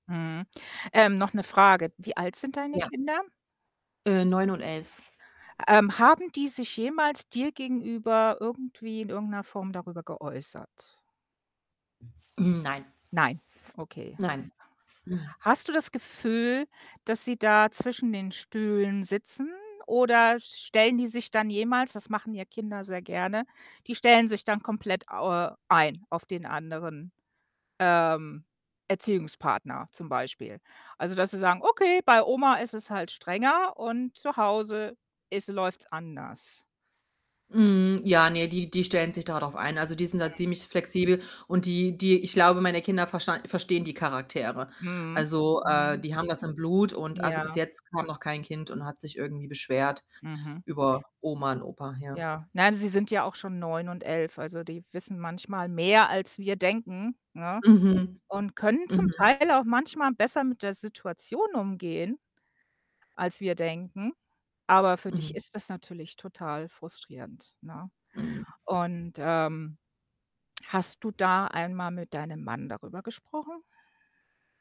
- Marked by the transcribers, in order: distorted speech; static; other background noise; put-on voice: "Okay"; stressed: "mehr"
- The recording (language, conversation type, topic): German, advice, Wie kann ich den Konflikt mit meinen Schwiegereltern über die Kindererziehung lösen?